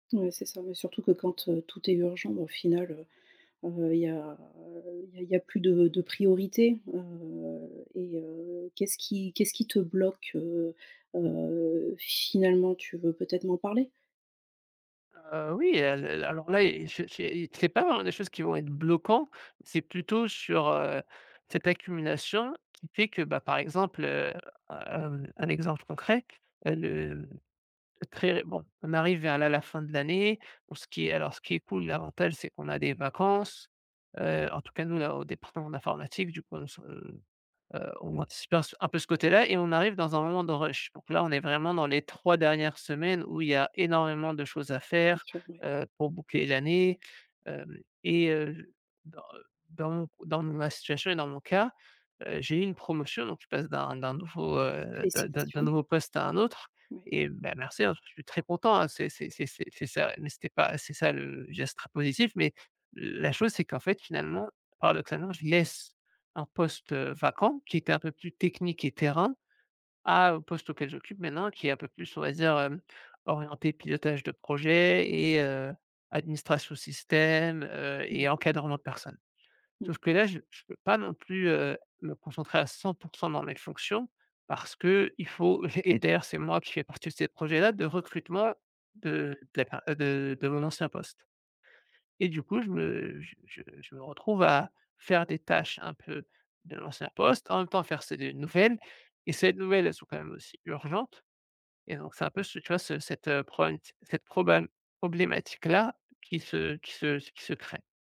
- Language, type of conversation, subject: French, advice, Comment puis-je gérer l’accumulation de petites tâches distrayantes qui m’empêche d’avancer sur mes priorités ?
- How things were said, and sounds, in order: unintelligible speech